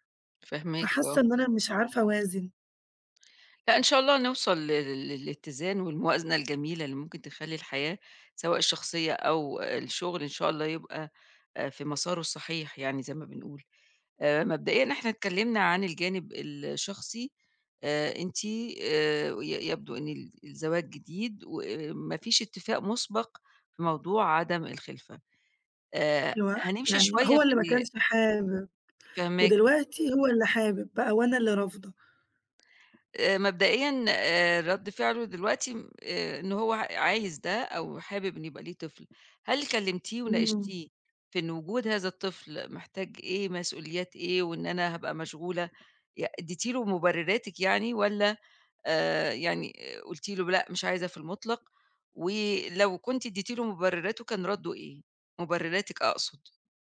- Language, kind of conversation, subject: Arabic, advice, إزاي أوازن بين حياتي الشخصية ومتطلبات الشغل السريع؟
- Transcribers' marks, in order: tapping